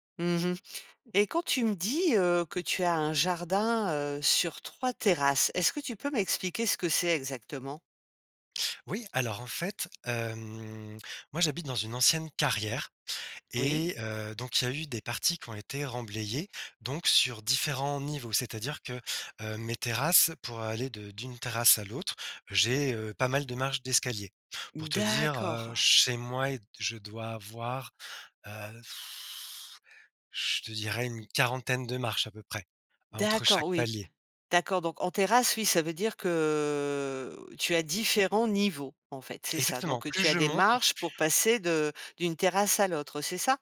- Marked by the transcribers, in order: blowing; drawn out: "que"
- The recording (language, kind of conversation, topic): French, podcast, Comment un jardin t’a-t-il appris à prendre soin des autres et de toi-même ?